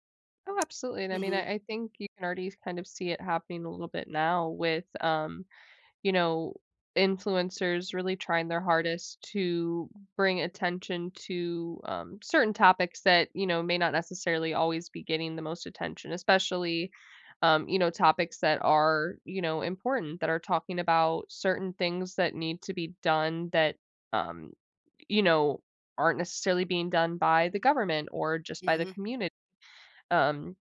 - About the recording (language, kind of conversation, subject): English, unstructured, How do you think technology will influence social interactions and community-building in the next decade?
- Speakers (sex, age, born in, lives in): female, 20-24, United States, United States; female, 45-49, United States, United States
- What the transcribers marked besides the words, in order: none